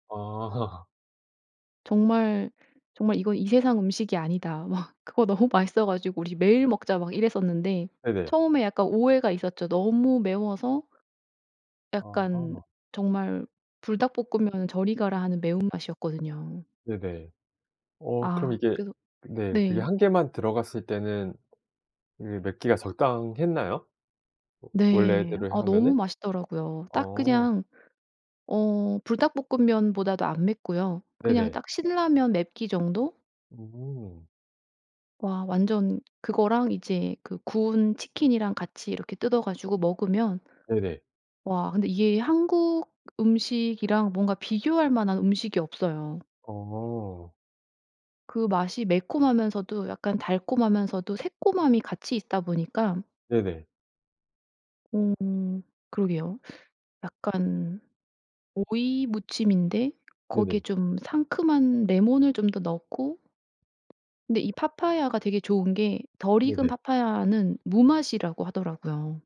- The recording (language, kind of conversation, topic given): Korean, podcast, 음식 때문에 생긴 웃긴 에피소드가 있나요?
- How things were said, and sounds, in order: laugh; other background noise; tapping